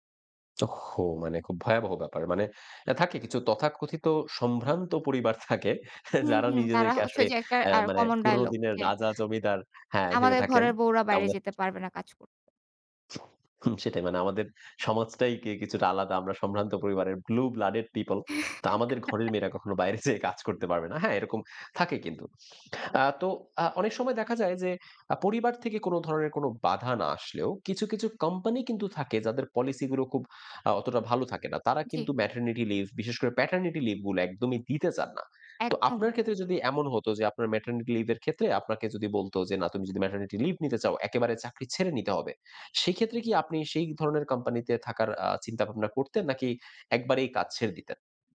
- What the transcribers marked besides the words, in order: tapping; laughing while speaking: "থাকে যারা নিজেদেরকে আসলে"; other background noise; in English: "Blue blooded people"; chuckle; laughing while speaking: "যেয়ে"; inhale
- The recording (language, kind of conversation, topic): Bengali, podcast, সন্তান হলে পেশা চালিয়ে যাবেন, নাকি কিছুদিন বিরতি নেবেন—আপনি কী ভাবেন?